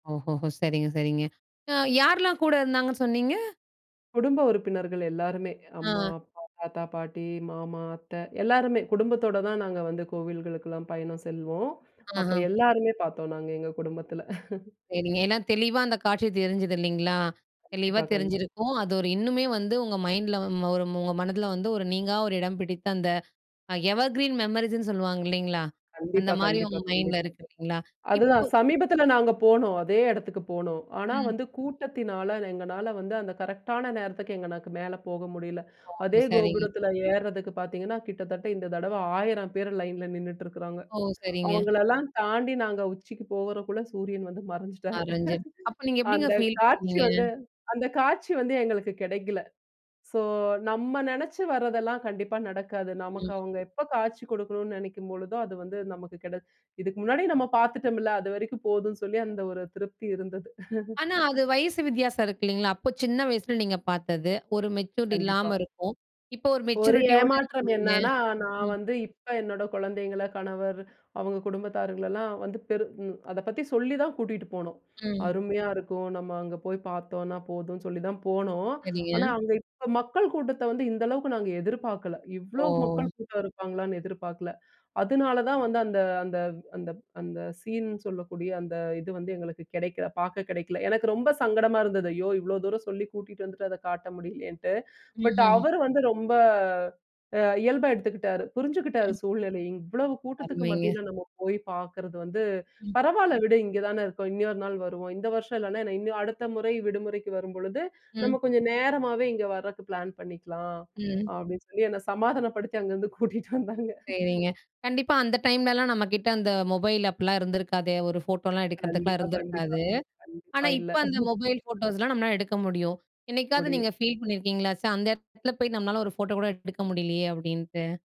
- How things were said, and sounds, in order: chuckle; other background noise; in English: "மைண்டில"; in English: "எவர்கிரீன் மெமரீஸ்ன்னு"; in English: "மைண்டில"; tapping; in English: "கரெக்ட்டான"; "எங்களால" said as "எங்கனக்கு"; in English: "லைன்ல"; unintelligible speech; chuckle; in English: "ஃபீல்"; in English: "சோ"; other noise; chuckle; in English: "மெச்சூரிட்டி"; in English: "மெச்சூரிட்டியோடு"; in English: "சீன்"; in English: "பட்"; in English: "பிளான்"; laughing while speaking: "அப்டின்னு சொல்லி என்ன சமாதானப்படுத்தி அங்கேருந்து கூட்டிட்டு வந்தாங்க"; in English: "டைம்லலாம்"; laughing while speaking: "இல்ல"; in English: "ஃபீல்"
- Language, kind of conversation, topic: Tamil, podcast, நீங்கள் வெளியில் பார்த்த சூரிய அஸ்தமனங்களில் உங்களுக்குச் மிக மனதைத் தொட்ட இனிமையான அனுபவம் எது?